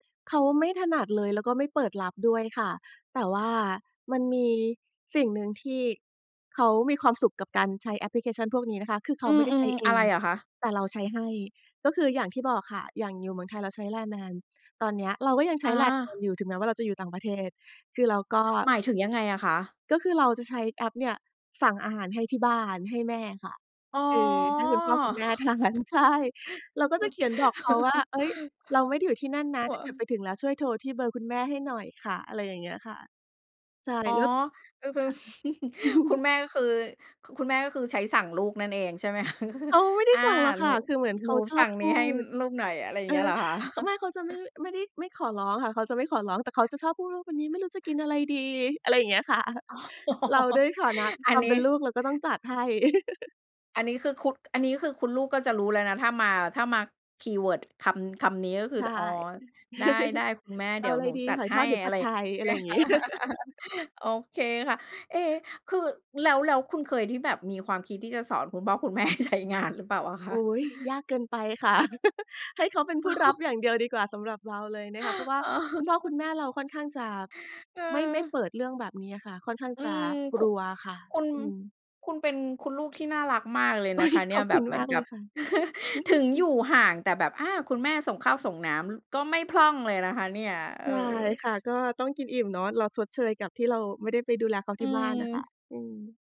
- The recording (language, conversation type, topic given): Thai, podcast, คุณช่วยเล่าให้ฟังหน่อยได้ไหมว่าแอปไหนที่ช่วยให้ชีวิตคุณง่ายขึ้น?
- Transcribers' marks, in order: laughing while speaking: "ทาน ใช่"; laugh; chuckle; laughing while speaking: "คะ ?"; joyful: "อ๋อ ไม่ได้สั่งหรอกค่ะ"; chuckle; laughing while speaking: "อ๋อ"; laughing while speaking: "ค่ะ"; laugh; chuckle; laugh; laughing while speaking: "คุณแม่ใช้งานหรือเปล่าอะคะ ?"; laugh; laughing while speaking: "อ๋อ"; laughing while speaking: "อุ๊ย"; laugh